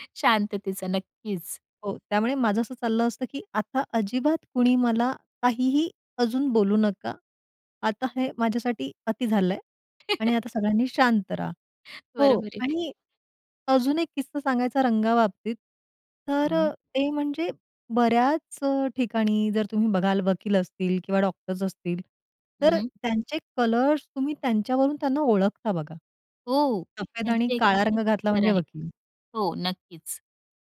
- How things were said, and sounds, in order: chuckle; other background noise; tapping
- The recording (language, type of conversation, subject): Marathi, podcast, कपडे निवडताना तुझा मूड किती महत्त्वाचा असतो?